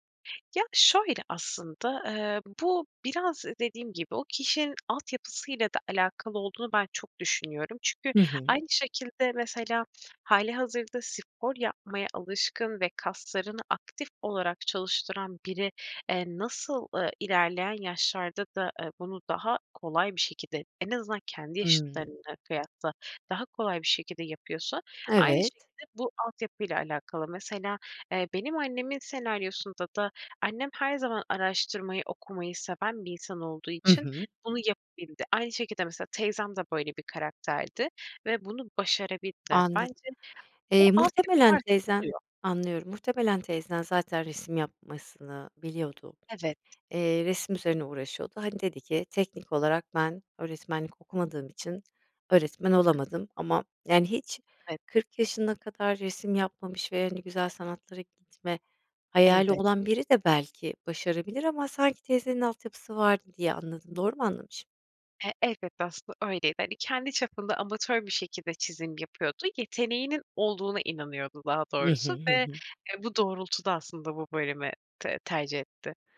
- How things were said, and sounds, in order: none
- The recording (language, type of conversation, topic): Turkish, podcast, Öğrenmenin yaşla bir sınırı var mı?